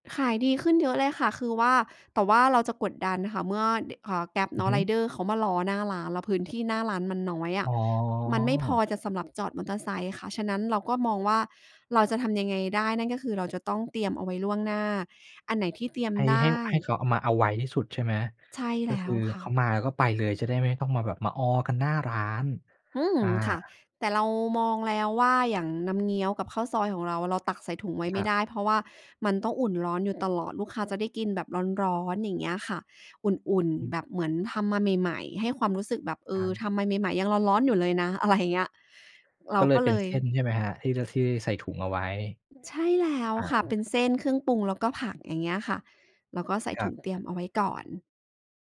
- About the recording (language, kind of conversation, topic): Thai, podcast, คุณมีวิธีเตรียมอาหารล่วงหน้าเพื่อประหยัดเวลาอย่างไรบ้าง เล่าให้ฟังได้ไหม?
- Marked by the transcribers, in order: laughing while speaking: "อะไร"